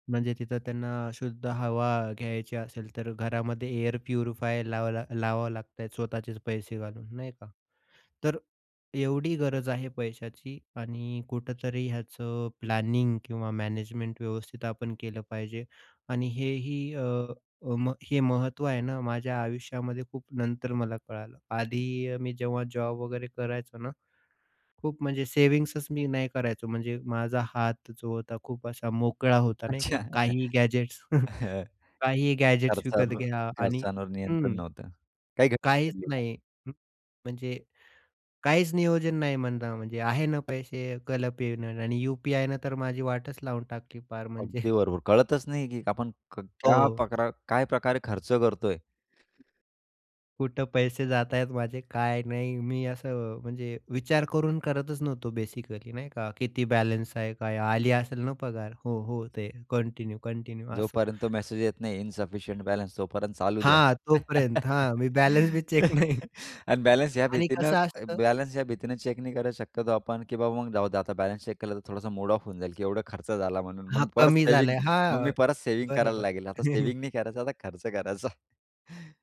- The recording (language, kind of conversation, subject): Marathi, podcast, पैसे वाचवायचे की खर्च करायचे, याचा निर्णय तुम्ही कसा घेता?
- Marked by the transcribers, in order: in English: "प्युरिफायर"; in English: "प्लॅनिंग"; tapping; laughing while speaking: "अच्छा. हं, हं"; in English: "गॅजेट्स"; chuckle; in English: "गॅजेट्स"; other noise; laughing while speaking: "म्हणजे"; other background noise; in English: "बेसिकली"; in English: "कंटिन्यू, कंटिन्यू"; horn; chuckle; laughing while speaking: "चेक नाही"; in English: "चेक"; in English: "चेक"; in English: "चेक"; laughing while speaking: "परत सेव्हिंग"; chuckle; laughing while speaking: "करायचा"; laugh